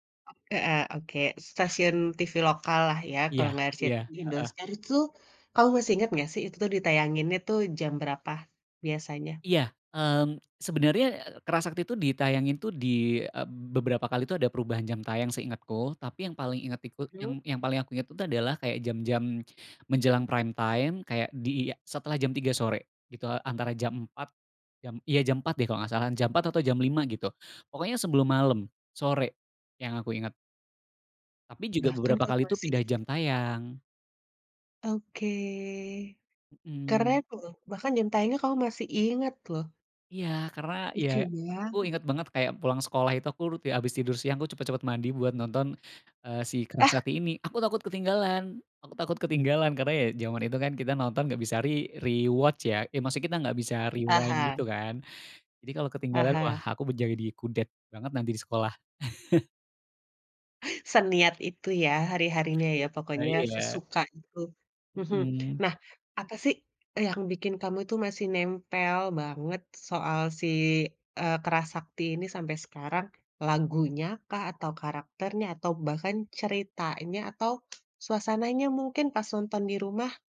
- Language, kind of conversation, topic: Indonesian, podcast, Apa acara TV masa kecil yang masih kamu ingat sampai sekarang?
- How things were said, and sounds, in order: other background noise; in English: "prime time"; drawn out: "Oke"; in English: "rewatch"; in English: "rewind"; chuckle; tapping